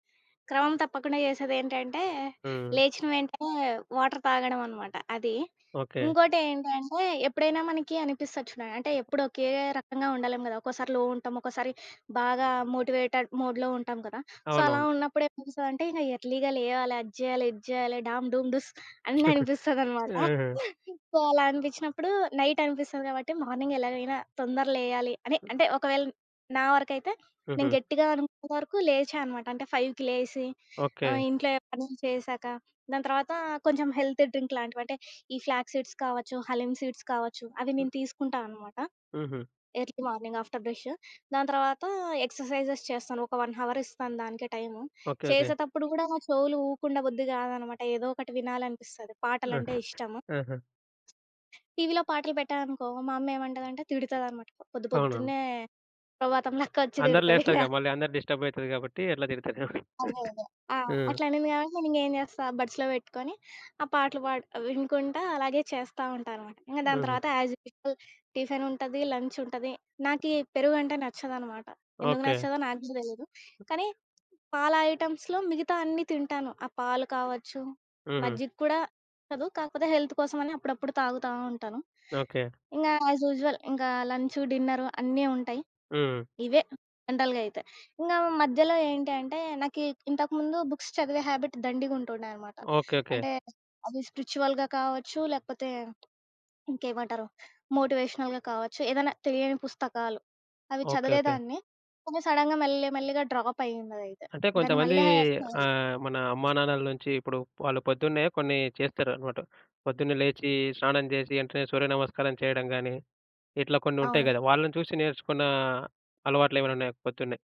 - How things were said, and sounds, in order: other background noise; in English: "వాటర్"; tapping; in English: "లో"; in English: "మోటివేటెడ్ మోడ్‌లో"; in English: "సో"; in English: "ఎర్లీగా"; chuckle; in English: "సో"; in English: "నైట్"; in English: "మార్నింగ్"; in English: "ఫైవ్‌కి"; in English: "హెల్తీ డ్రింక్"; in English: "ఫ్లాగ్ సీడ్స్"; in English: "సీడ్స్"; in English: "ఎర్లీ మార్నింగ్ ఆఫ్టర్"; in English: "ఎక్సర్‌సైజెస్"; in English: "వన్ అవర్"; laughing while speaking: "సుప్రభాతం లెకొచ్చి తిడతదింగ"; chuckle; in English: "బడ్స్‌లో"; in English: "యాజ్ యూజువల్"; in English: "ఐటమ్స్‌లో"; in English: "హెల్త్"; in English: "యాజ్ యూజువల్"; in English: "జనరల్‌గాయితే"; in English: "బుక్స్"; in English: "హాబిట్"; in English: "స్ప్రిచ్యువల్‌గా"; in English: "మోటివేషనల్‌గా"; in English: "సడన్‌గా"; in English: "డ్రాప్"
- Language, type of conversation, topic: Telugu, podcast, మీరు మీ రోజు ఉదయం ఎలా ప్రారంభిస్తారు?